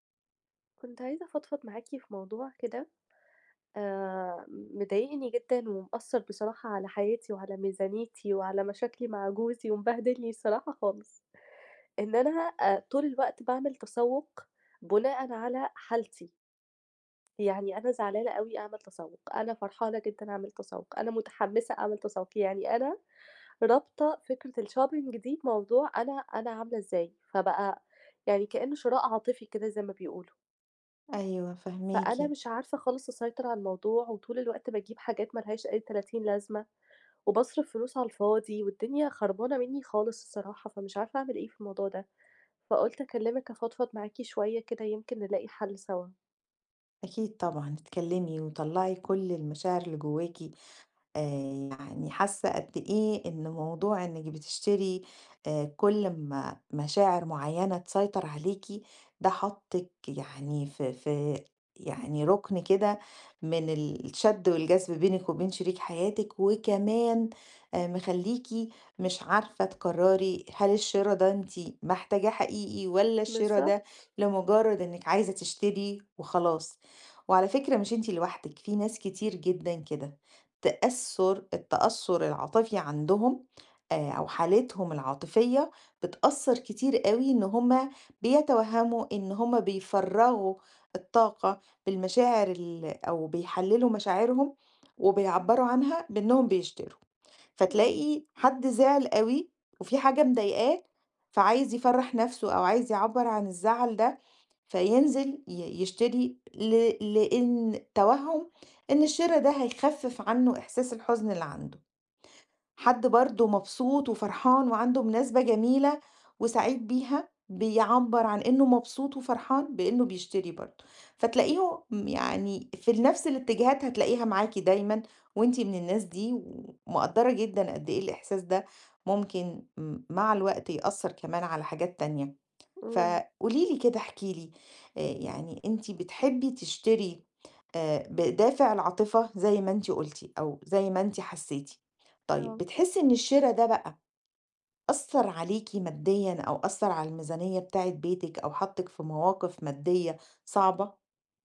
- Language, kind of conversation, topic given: Arabic, advice, إزاي أتعلم أتسوّق بذكاء وأمنع نفسي من الشراء بدافع المشاعر؟
- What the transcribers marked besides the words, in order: in English: "الshopping"; tapping